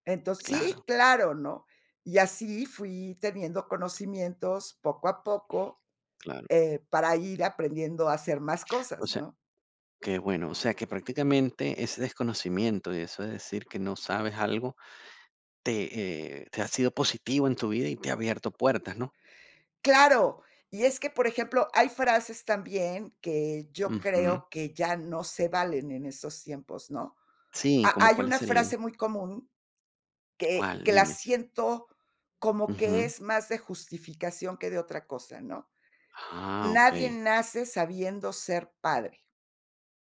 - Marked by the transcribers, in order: tapping; other background noise
- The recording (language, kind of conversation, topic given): Spanish, podcast, ¿Cuándo conviene admitir que no sabes algo?